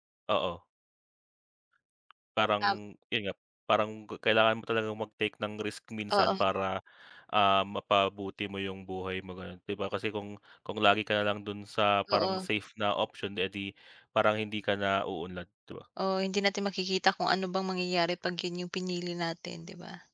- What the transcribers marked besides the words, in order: none
- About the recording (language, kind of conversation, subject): Filipino, unstructured, Paano mo haharapin ang takot na hindi tanggapin ng pamilya ang tunay mong sarili?
- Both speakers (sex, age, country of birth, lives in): female, 25-29, Philippines, Philippines; male, 25-29, Philippines, Philippines